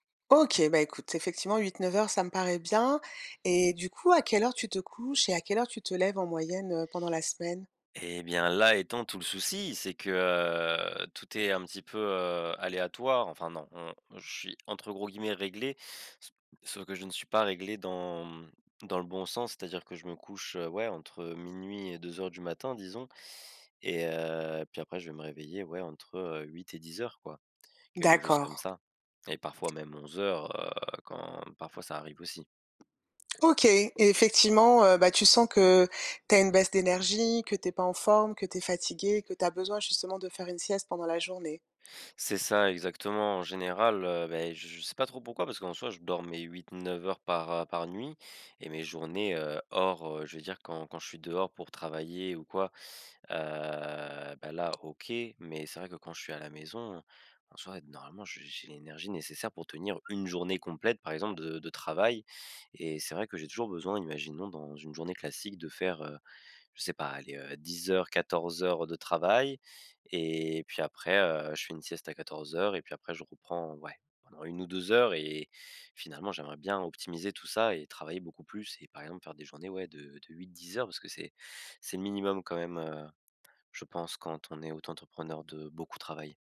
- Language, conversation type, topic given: French, advice, Comment puis-je optimiser mon énergie et mon sommeil pour travailler en profondeur ?
- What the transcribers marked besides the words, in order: drawn out: "que"; tapping; drawn out: "heu"